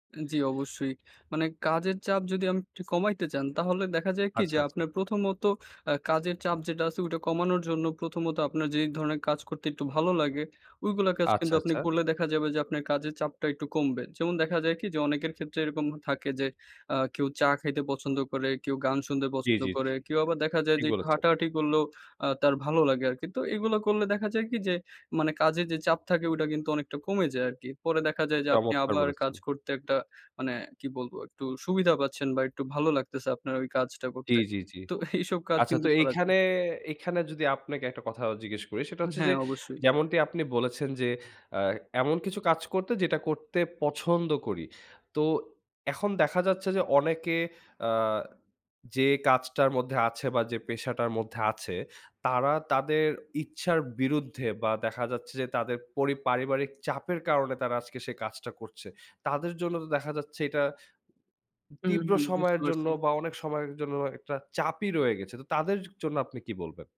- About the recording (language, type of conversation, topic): Bengali, podcast, আপনি কাজের চাপ কমানোর জন্য কী করেন?
- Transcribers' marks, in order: none